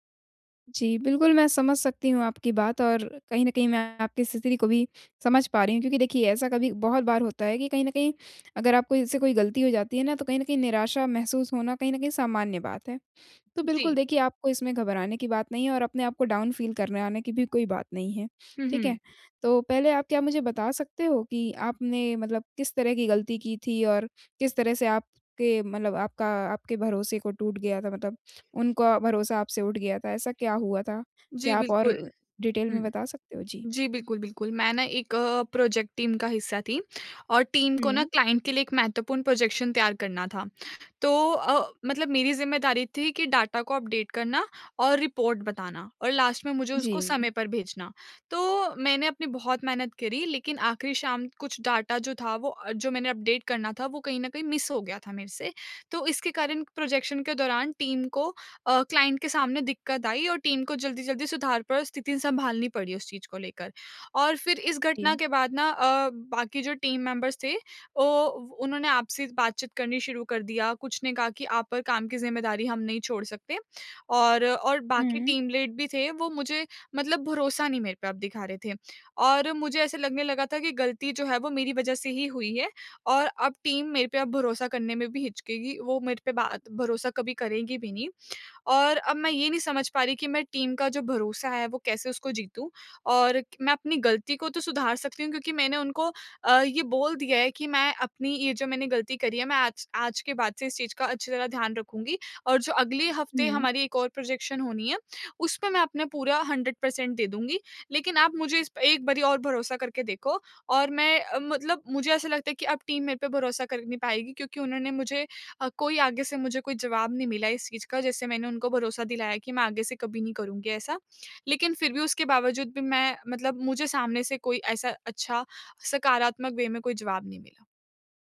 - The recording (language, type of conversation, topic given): Hindi, advice, क्या मैं अपनी गलती के बाद टीम का भरोसा फिर से जीत सकता/सकती हूँ?
- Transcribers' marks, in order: in English: "डाउन फ़ील"; in English: "डिटेल"; in English: "प्रोजेक्ट टीम"; in English: "टीम"; in English: "क्लाइंट"; in English: "प्रोजेक्शन"; in English: "अपडेट"; in English: "रिपोर्ट"; in English: "लास्ट"; in English: "अपडेट"; in English: "मिस"; in English: "प्रोजेक्शन"; in English: "टीम"; in English: "क्लाइंट"; in English: "टीम"; in English: "टीम मेंबर्स"; in English: "टीम लीड"; in English: "टीम"; in English: "टीम"; in English: "प्रोजेक्शन"; in English: "हंड्रेड परसेंट"; in English: "टीम"; in English: "वे"